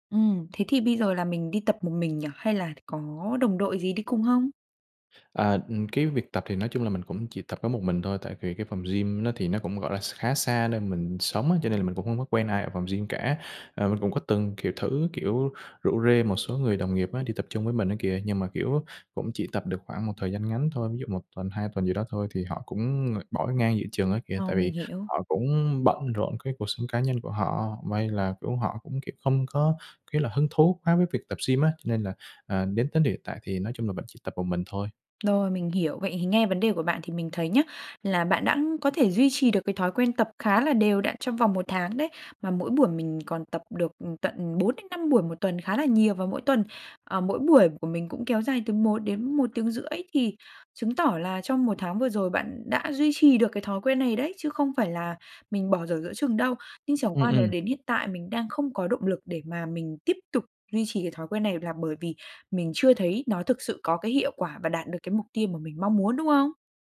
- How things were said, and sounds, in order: tapping; other background noise
- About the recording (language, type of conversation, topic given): Vietnamese, advice, Làm thế nào để duy trì thói quen tập luyện lâu dài khi tôi hay bỏ giữa chừng?